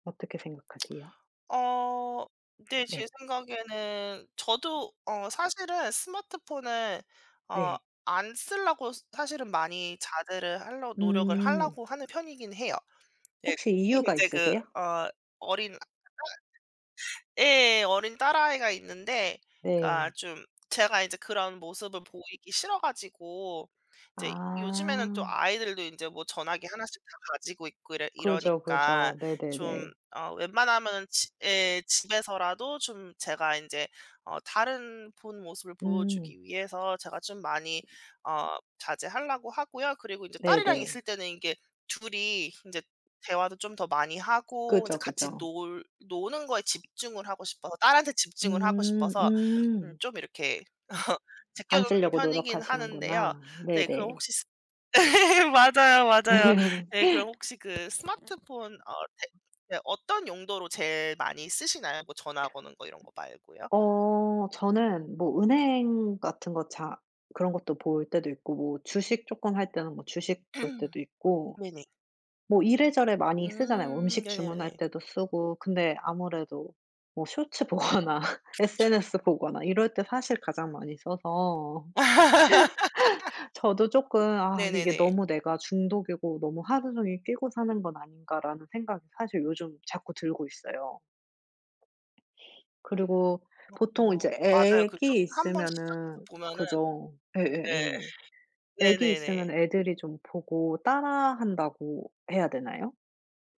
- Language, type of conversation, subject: Korean, unstructured, 스마트폰이 당신의 하루를 어떻게 바꾸었나요?
- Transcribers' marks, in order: other background noise; tapping; unintelligible speech; laugh; "제쳐놓는" said as "제껴놓는"; "한데요" said as "하는데요"; laugh; laughing while speaking: "네 맞아요, 맞아요"; laugh; throat clearing; laughing while speaking: "보거나"; laugh